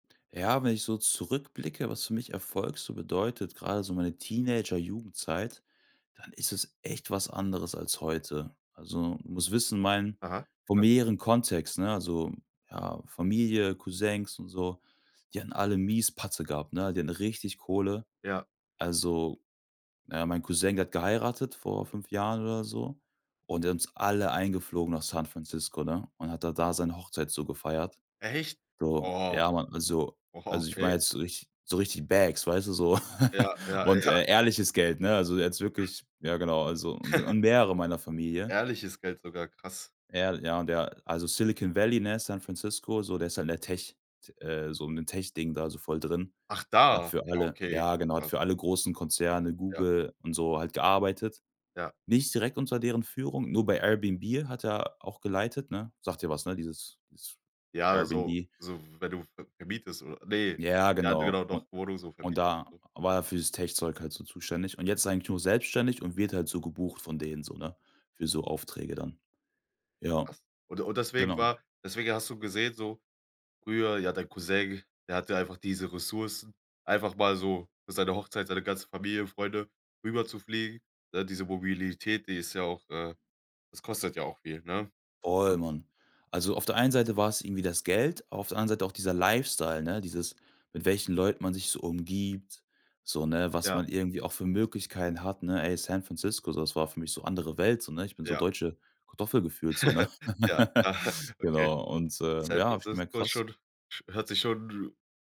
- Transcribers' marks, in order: stressed: "echt"; stressed: "alle"; surprised: "Echt? Oh. Oh"; in English: "Bags"; laugh; laughing while speaking: "ja"; other background noise; giggle; surprised: "Ach da"; put-on voice: "Airbnb"; put-on voice: "Airbnb"; other noise; giggle; chuckle; laugh
- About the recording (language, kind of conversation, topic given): German, podcast, Wie hat sich deine Vorstellung von Erfolg über die Jahre verändert?